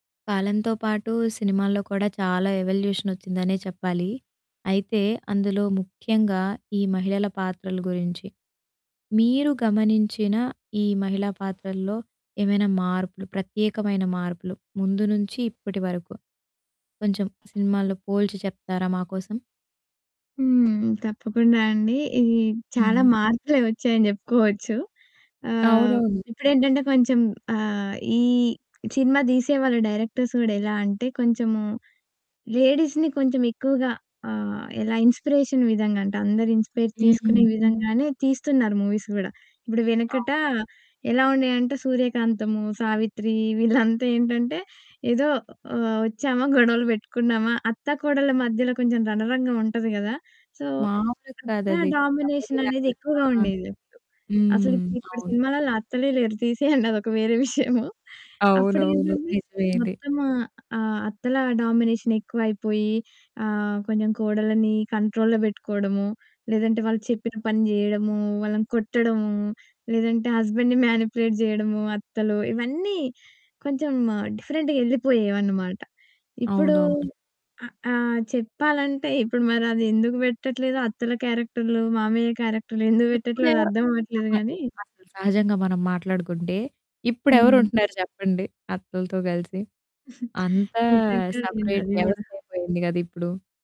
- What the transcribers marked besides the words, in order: static; in English: "ఎవల్యూషన్"; other background noise; in English: "డైరెక్టర్స్"; in English: "లేడీస్‌ని"; in English: "ఇన్స్‌పిరేషన్"; in English: "ఇన్స్‌పైర్"; in English: "మూవీస్"; distorted speech; chuckle; in English: "డామినేషన్"; laughing while speaking: "తీసేయండి. అదొక వేరే విషయము"; in English: "డామినేషన్"; in English: "కంట్రోల్‌లో"; in English: "హస్బెండ్‌ని మానిప్యులేట్"; in English: "డిఫరెంట్‌గా"; chuckle; in English: "సపరేట్"
- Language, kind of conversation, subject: Telugu, podcast, సినిమాల్లో మహిళా పాత్రలు నిజంగా మారాయని మీరు అనుకుంటున్నారా?